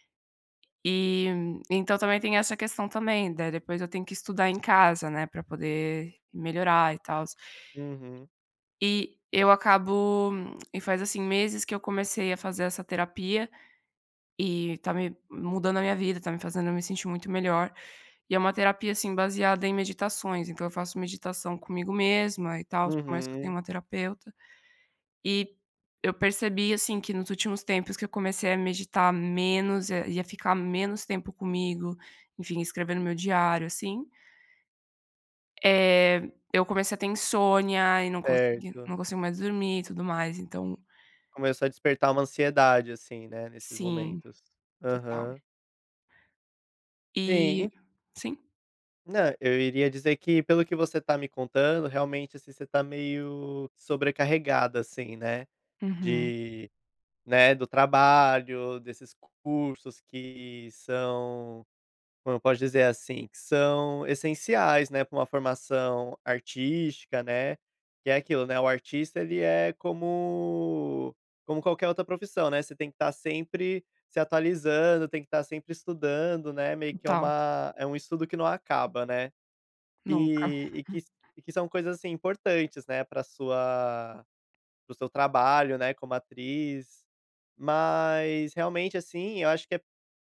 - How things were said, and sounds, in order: tapping; other background noise; drawn out: "como"; chuckle
- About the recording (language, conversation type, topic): Portuguese, advice, Como posso manter uma vida social ativa sem sacrificar o meu tempo pessoal?